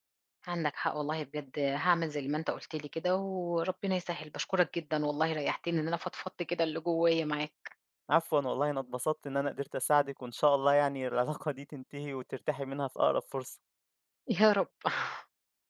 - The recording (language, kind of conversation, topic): Arabic, advice, إزاي بتحس لما ما بتحطّش حدود واضحة في العلاقات اللي بتتعبك؟
- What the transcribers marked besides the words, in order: laugh